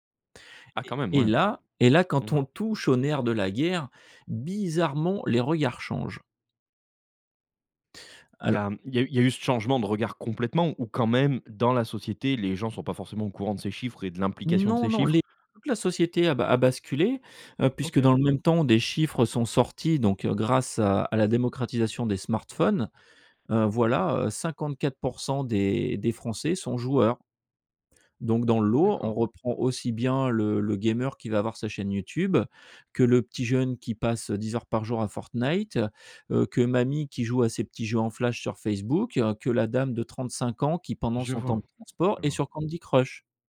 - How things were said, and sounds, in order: stressed: "bizarrement"; other background noise
- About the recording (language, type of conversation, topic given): French, podcast, Comment rester authentique lorsque vous exposez votre travail ?